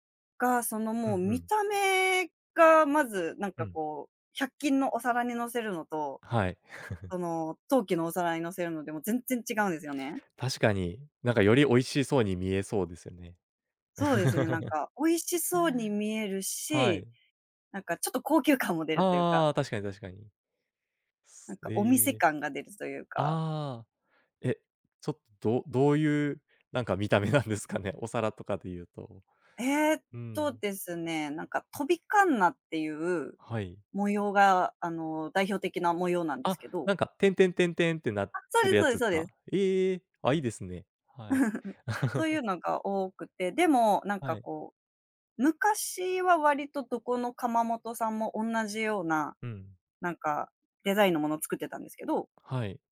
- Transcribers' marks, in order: chuckle; chuckle; chuckle
- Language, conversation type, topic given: Japanese, podcast, 食卓の雰囲気づくりで、特に何を大切にしていますか？